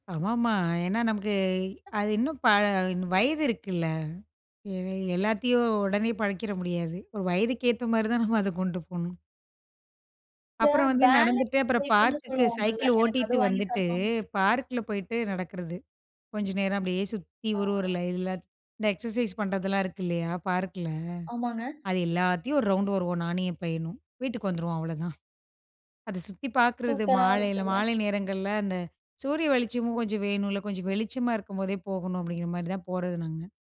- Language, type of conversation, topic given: Tamil, podcast, மாலை நேரத்தில் குடும்பத்துடன் நேரம் கழிப்பது பற்றி உங்கள் எண்ணம் என்ன?
- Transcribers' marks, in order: in English: "பேலன்ஸ் கேக்குன்னு"; other background noise; in English: "எக்ஸர்சைஸ்"